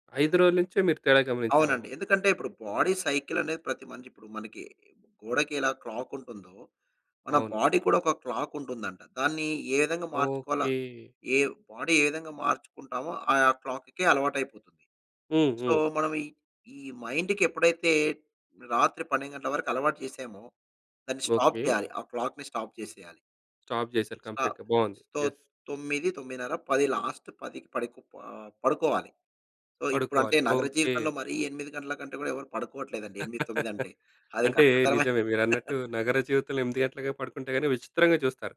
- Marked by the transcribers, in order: in English: "బాడీ"; in English: "బాడీ"; in English: "క్లాక్‌కే"; in English: "సో"; in English: "స్టాప్"; in English: "క్లాక్‌ని స్టాప్"; in English: "స్టాప్"; other background noise; in English: "కంప్లీట్‌గా"; in English: "యస్"; in English: "లాస్ట్"; in English: "సో"; laugh; giggle
- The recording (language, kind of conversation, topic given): Telugu, podcast, బాగా నిద్రపోవడానికి మీరు రాత్రిపూట పాటించే సరళమైన దైనందిన క్రమం ఏంటి?
- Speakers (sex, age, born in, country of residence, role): male, 35-39, India, India, guest; male, 35-39, India, India, host